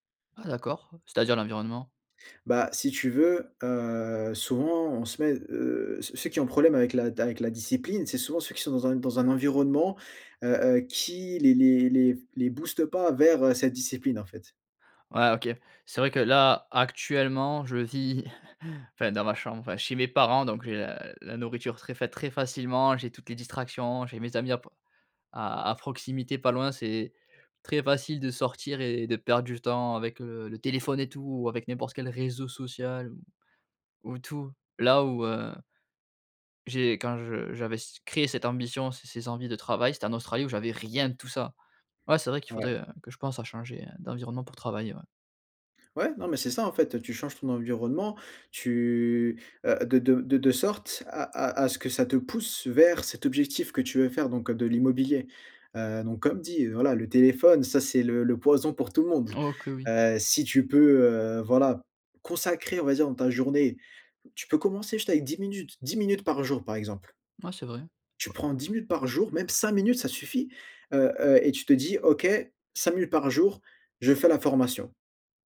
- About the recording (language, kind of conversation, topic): French, advice, Pourquoi ai-je tendance à procrastiner avant d’accomplir des tâches importantes ?
- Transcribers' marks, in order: chuckle; stressed: "rien"; tapping; drawn out: "tu"